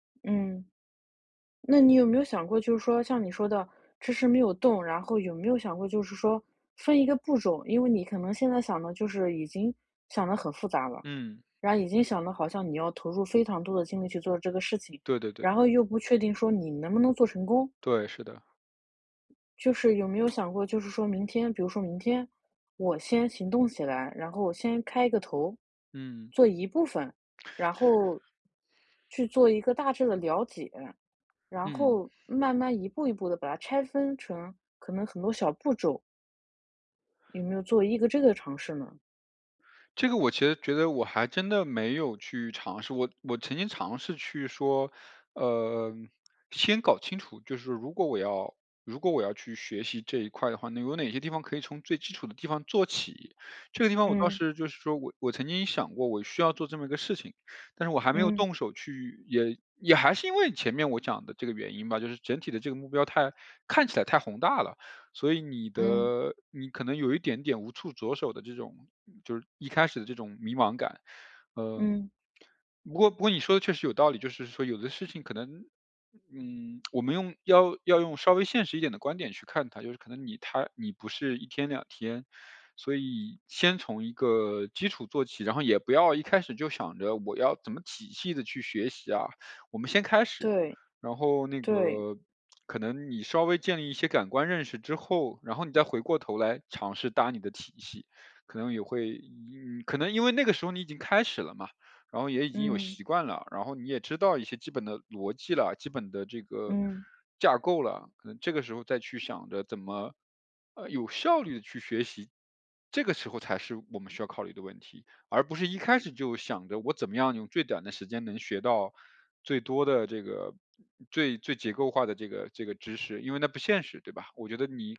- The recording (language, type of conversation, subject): Chinese, advice, 我如何把担忧转化为可执行的行动？
- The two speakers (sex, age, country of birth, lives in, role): female, 35-39, China, France, advisor; male, 35-39, China, Canada, user
- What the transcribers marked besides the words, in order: tsk; "仔细地" said as "几细地"